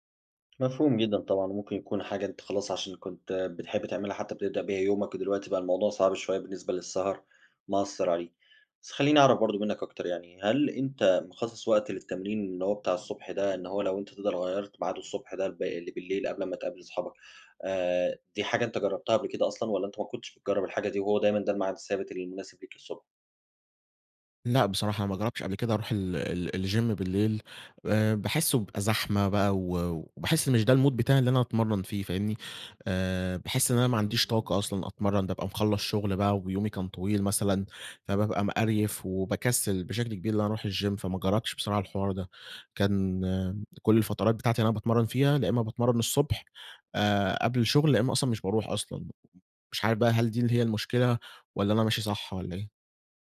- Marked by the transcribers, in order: in English: "الجيم"; in English: "المود"; in English: "الجيم"
- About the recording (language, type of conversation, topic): Arabic, advice, إزاي أقدر أوازن بين الشغل والعيلة ومواعيد التمرين؟